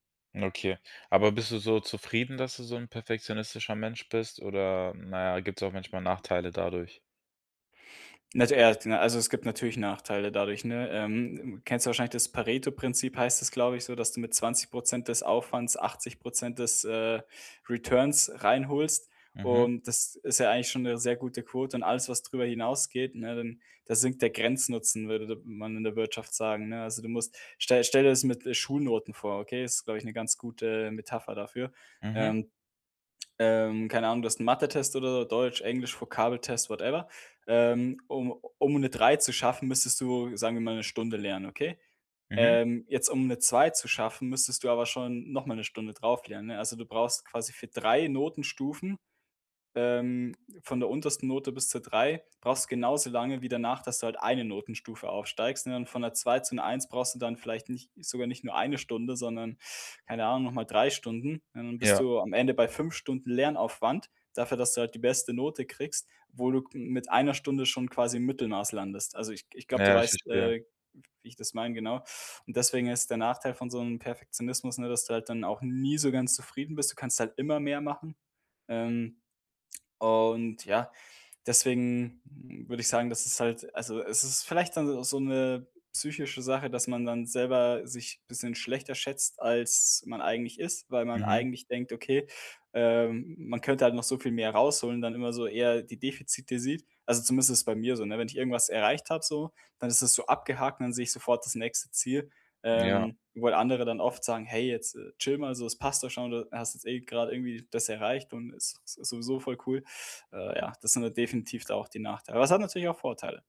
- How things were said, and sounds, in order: in English: "Returns"; in English: "whatever"; stressed: "Aber"
- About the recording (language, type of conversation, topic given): German, podcast, Welche Rolle spielt Perfektionismus bei deinen Entscheidungen?